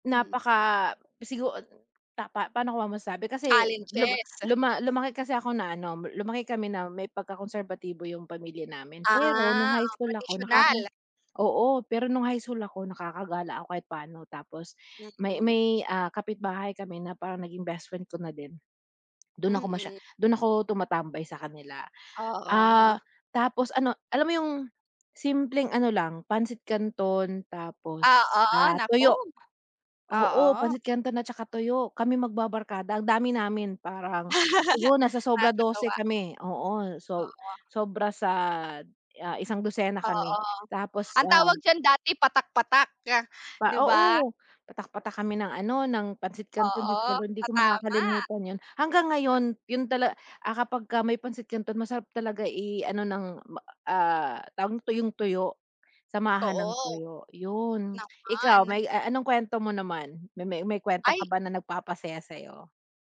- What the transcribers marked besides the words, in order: laugh
- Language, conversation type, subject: Filipino, unstructured, Ano ang mga simpleng bagay noon na nagpapasaya sa’yo?